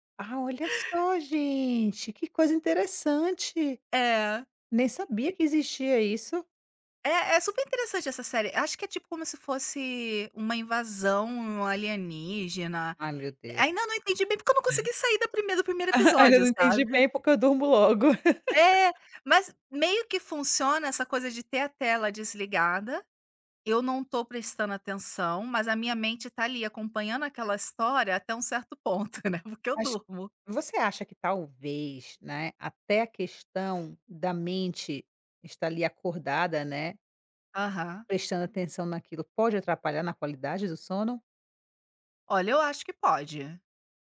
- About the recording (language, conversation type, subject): Portuguese, advice, Como posso lidar com a dificuldade de desligar as telas antes de dormir?
- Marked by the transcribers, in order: other background noise; chuckle; laughing while speaking: "logo"; laugh; laughing while speaking: "né"